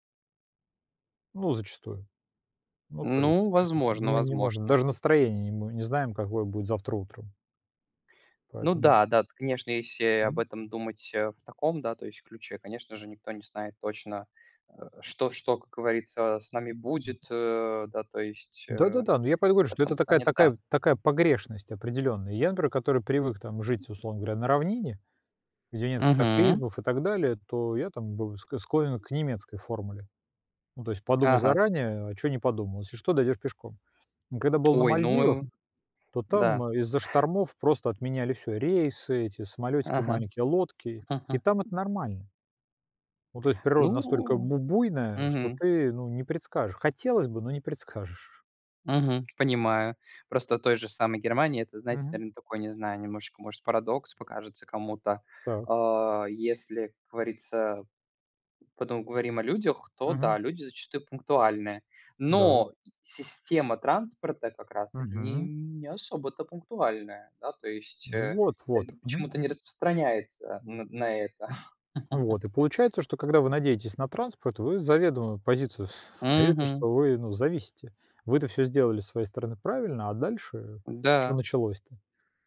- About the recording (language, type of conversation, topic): Russian, unstructured, Почему люди не уважают чужое время?
- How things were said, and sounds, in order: other noise; other background noise; chuckle; laugh